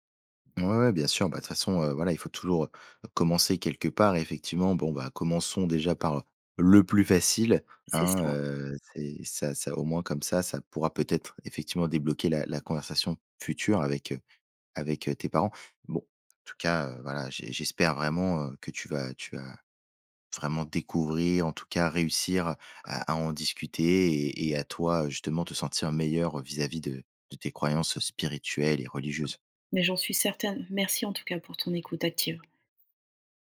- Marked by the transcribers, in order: stressed: "le plus facile"; other background noise
- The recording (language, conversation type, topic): French, advice, Comment faire face à une période de remise en question de mes croyances spirituelles ou religieuses ?